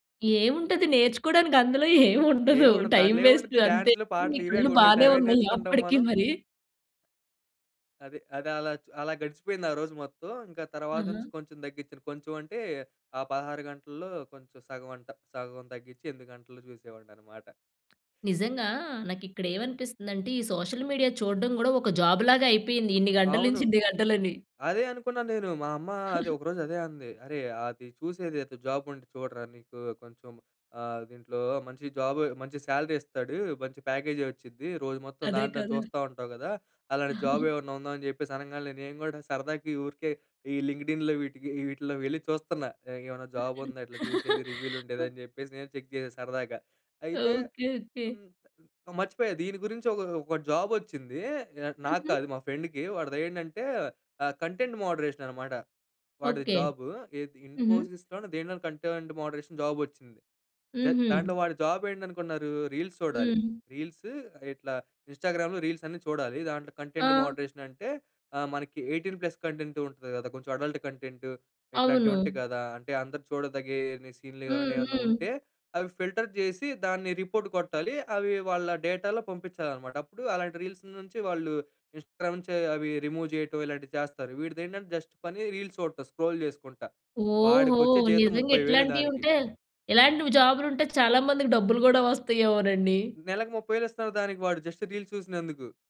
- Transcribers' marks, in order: laughing while speaking: "ఏం ఉండదు. టైమ్ వేస్ట్ అంతే. మీ కళ్ళు బానే ఉన్నయ్యా అప్పటికీ మరి?"; in English: "వేస్ట్"; in English: "సోషల్ మీడియా"; laughing while speaking: "ఇన్ని గంటల నించి, ఇన్ని గంటలని"; chuckle; in English: "శాలరీ"; in English: "ప్యాకేజీ"; chuckle; in English: "లింక్డ్ ఇన్‌లో"; chuckle; in English: "రివ్యూలు"; in English: "చెక్"; in English: "ఫెండ్‌కి"; in English: "కంటెంట్ మోడరేషన్"; in English: "ఇన్ఫోసిస్‌లోనో"; in English: "కంటెంట్ మోడరేషన్"; in English: "రీల్స్"; in English: "రీల్స్"; in English: "ఇన్స్టాగ్రామ్‌లో రీల్స్"; in English: "కంటెంట్ మోడరేషన్"; in English: "ఎయిటీన్ ప్లస్ కంటెంట్"; in English: "అడల్ట్ కంటెంట్"; in English: "ఫిల్టర్"; in English: "రిపోర్ట్"; in English: "డేటాలో"; in English: "రీల్స్"; in English: "ఇన్ స్ట్రాం"; "ఇన్స్టాగ్రామ్" said as "ఇన్ స్ట్రాం"; in English: "రిమూవ్"; in English: "జస్ట్"; in English: "రీల్స్"; in English: "స్క్రోల్"; in English: "జస్ట్ రీల్స్"
- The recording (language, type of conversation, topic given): Telugu, podcast, సోషల్ మీడియా మీ వినోదపు రుచిని ఎలా ప్రభావితం చేసింది?